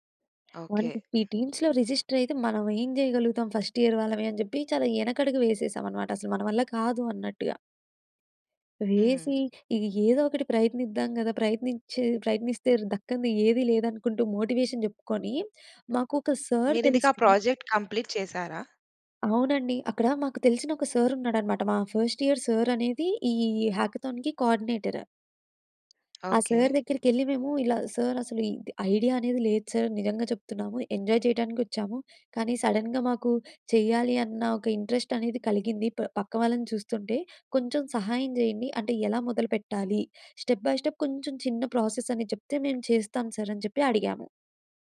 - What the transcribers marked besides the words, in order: tapping; in English: "వన్‌ఫిఫ్టీ టీమ్స్‌లో రిజిస్టర్"; other background noise; in English: "ఫస్ట్ ఇయర్"; in English: "మోటివేషన్"; in English: "సర్"; in English: "ప్రాజెక్ట్ కంప్లీట్"; in English: "సార్"; in English: "ఫస్ట్ ఇయర్ సార్"; in English: "హ్యాకథాన్‌కి కోర్డినేటర్"; in English: "సార్"; in English: "సార్"; in English: "సార్"; in English: "ఎంజాయ్"; in English: "సడెన్‌గా"; in English: "ఇంట్రెస్ట్"; in English: "స్టెప్ బై స్టెప్"; in English: "ప్రాసెస్"; in English: "సార్"
- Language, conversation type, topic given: Telugu, podcast, నీ ప్యాషన్ ప్రాజెక్ట్ గురించి చెప్పగలవా?